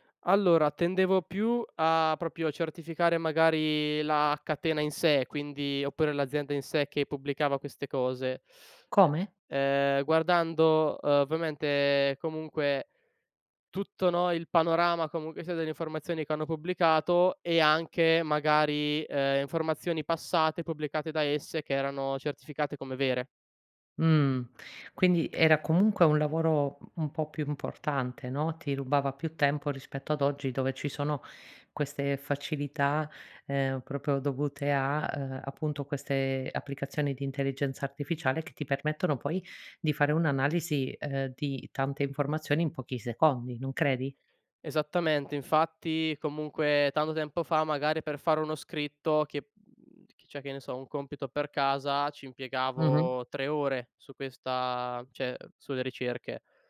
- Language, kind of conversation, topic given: Italian, podcast, Come affronti il sovraccarico di informazioni quando devi scegliere?
- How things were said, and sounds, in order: "proprio" said as "propio"; "cioè" said as "ceh"